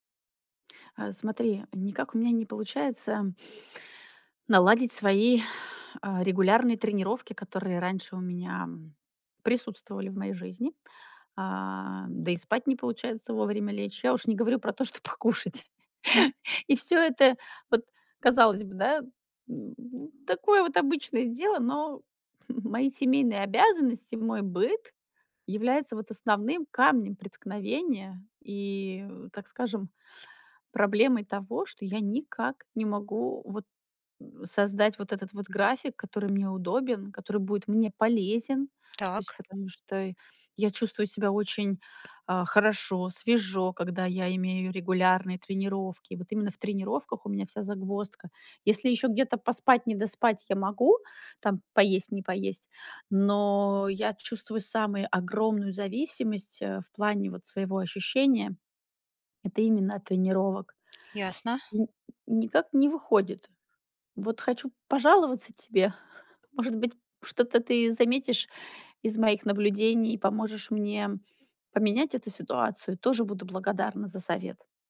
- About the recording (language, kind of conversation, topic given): Russian, advice, Как справляться с семейными обязанностями, чтобы регулярно тренироваться, высыпаться и вовремя питаться?
- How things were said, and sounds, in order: exhale; laughing while speaking: "покушать"; chuckle; giggle; tapping; other background noise